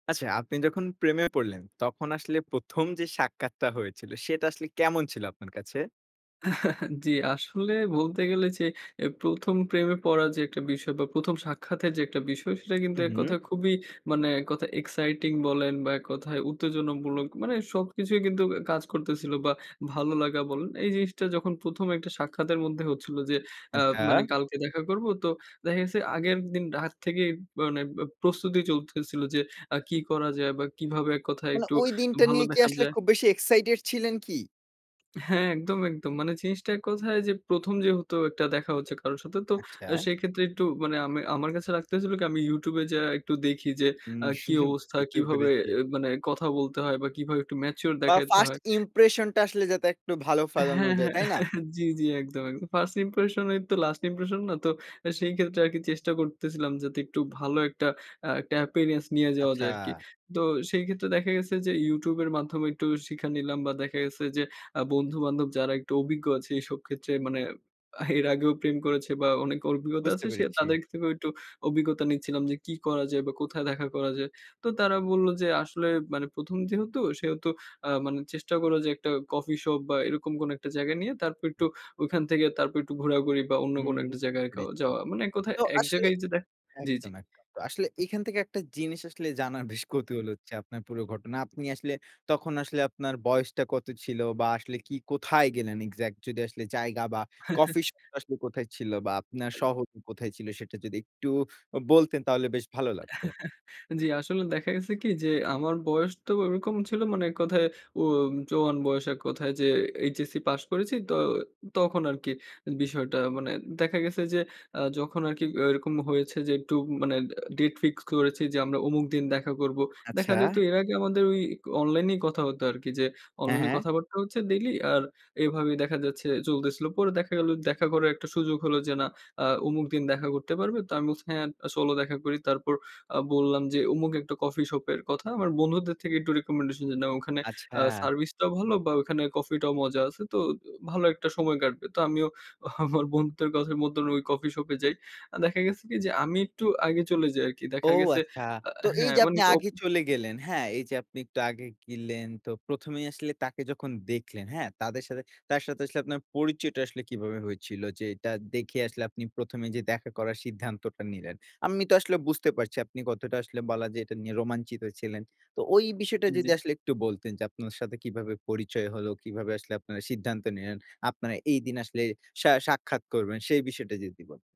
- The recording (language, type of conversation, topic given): Bengali, podcast, প্রথম প্রেমের মানুষটির সঙ্গে আপনার প্রথম দেখা কেমন ছিল?
- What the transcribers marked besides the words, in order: chuckle; tapping; chuckle; laughing while speaking: "বুঝতে পেরেছি"; chuckle; laughing while speaking: "জি, জি একদম, একদম। ফার্স্ট ইম্প্রেশনই তো লাস্ট ইম্প্রেশন না?"; in English: "appearance"; "অভিজ্ঞতা" said as "অরভিজ্ঞতা"; scoff; chuckle; chuckle; in English: "রিকমেন্ডেশন"; laughing while speaking: "আমার বন্ধুদের কথা"; "গেলেন" said as "গিলেন"